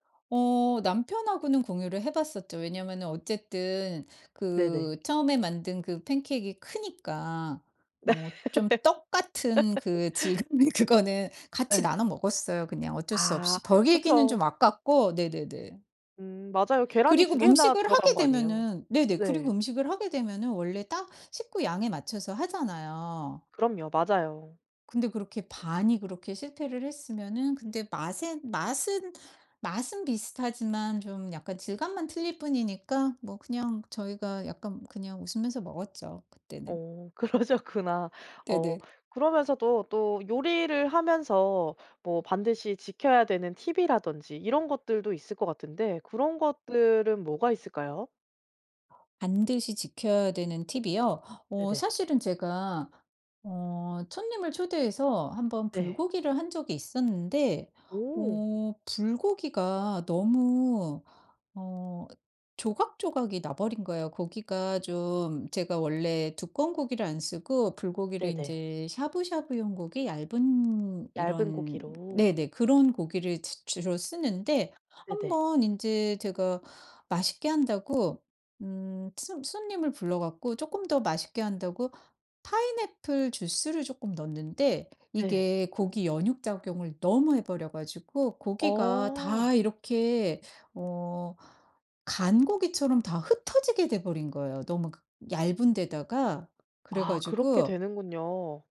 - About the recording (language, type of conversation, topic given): Korean, podcast, 요리하다가 크게 망한 경험 하나만 들려주실래요?
- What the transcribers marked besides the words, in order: laugh; laughing while speaking: "질감의"; other background noise; laughing while speaking: "그러셨구나"; tapping